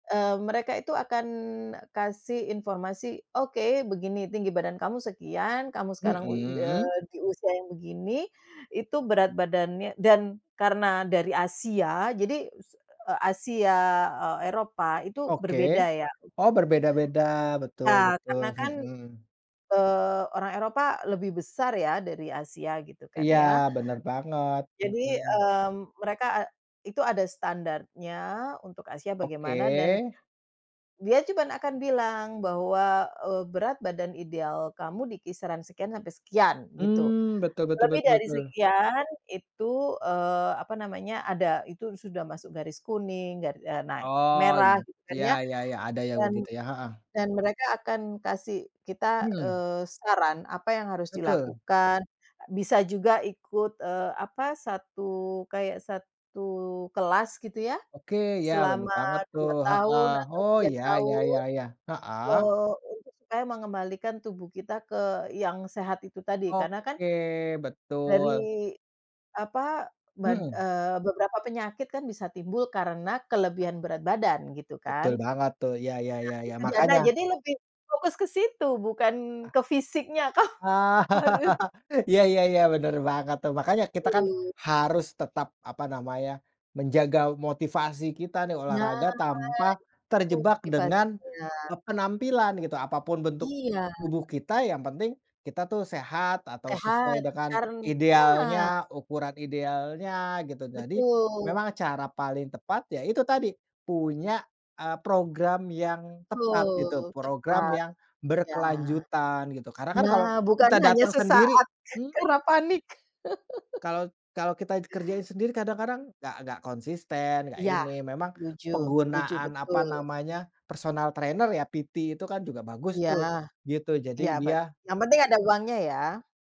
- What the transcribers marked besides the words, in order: tapping; other background noise; laugh; laughing while speaking: "kah harus"; drawn out: "Nah"; laughing while speaking: "sesaat, karena panik"; chuckle; in English: "personal trainer"; in English: "PT"
- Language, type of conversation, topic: Indonesian, unstructured, Apa dampak negatif jika terlalu fokus pada penampilan fisik saat berolahraga?